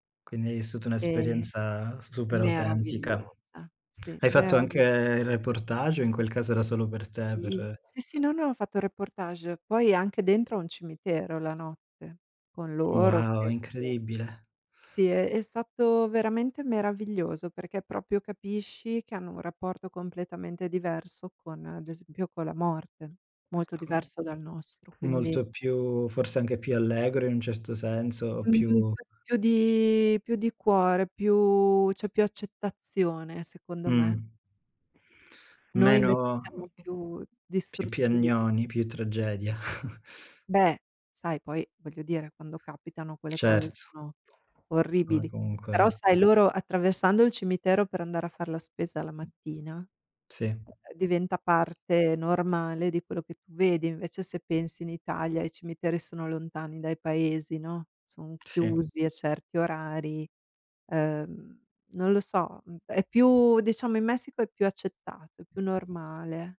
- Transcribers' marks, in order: other background noise; unintelligible speech; "proprio" said as "propio"; unintelligible speech; chuckle
- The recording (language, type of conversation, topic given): Italian, unstructured, Qual è stato il momento più emozionante che hai vissuto durante un viaggio?